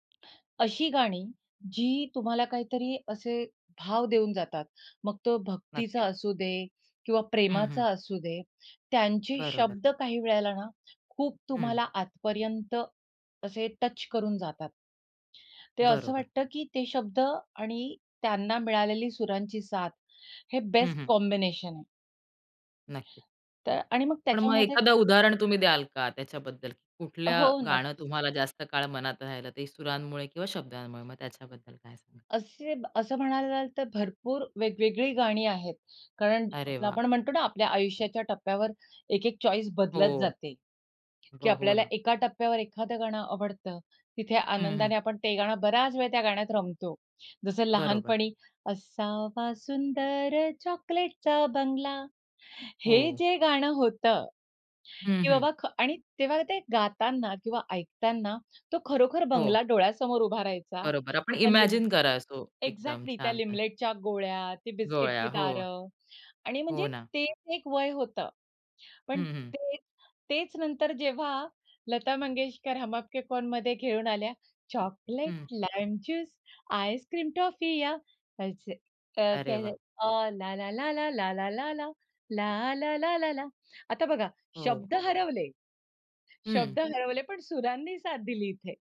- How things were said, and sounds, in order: other background noise; other noise; in English: "कॉम्बिनेशन"; in English: "चॉईस"; singing: "असावा सुंदर चॉकलेटचा बंगला"; in English: "इमॅजिन"; in English: "एक्झॅक्टली"; singing: "चॉकलेट, लाईम ज्यूस, आइस्क्रीम, टॉफीया"; unintelligible speech; singing: "ला, ला, ला, ला, ला … ला, ला, ला"
- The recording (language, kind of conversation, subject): Marathi, podcast, गाण्यात शब्द जास्त महत्त्वाचे असतात की सूर?